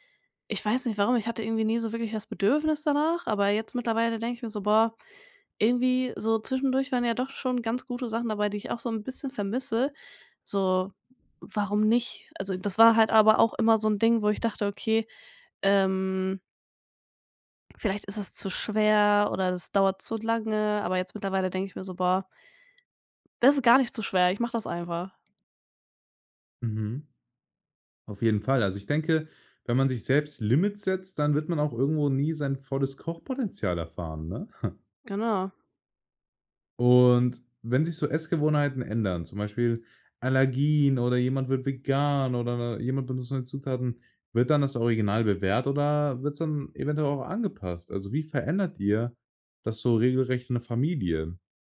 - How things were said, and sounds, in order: anticipating: "Kochpotenzial erfahren, ne?"; chuckle; put-on voice: "Allergien oder jemand wird vegan"
- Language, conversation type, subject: German, podcast, Wie gebt ihr Familienrezepte und Kochwissen in eurer Familie weiter?